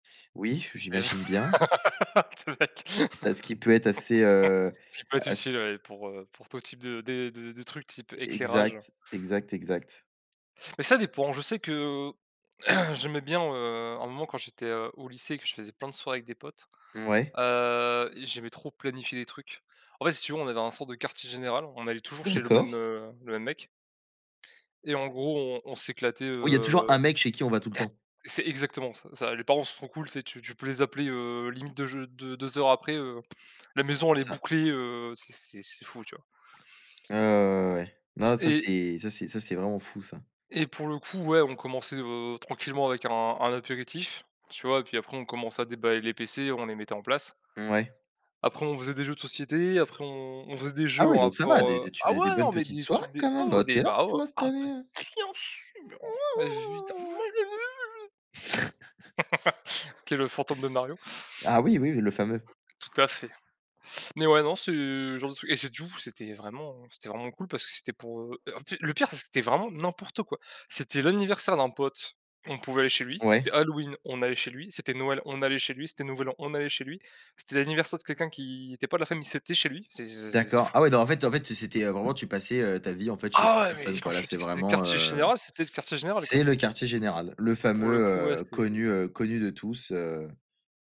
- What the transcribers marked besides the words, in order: laughing while speaking: "Mais j te mec"; laugh; other background noise; tapping; throat clearing; other noise; stressed: "ah ouais"; put-on voice: "Ouais, ouais, ouais, ouais, ouais, ouais ouais"; put-on voice: "ah beh, bien sûr ! Évidemment !"; stressed: "bien sûr"; snort; laugh; stressed: "Ah ouais"
- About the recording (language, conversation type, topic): French, unstructured, Préférez-vous les soirées entre amis ou les moments en famille ?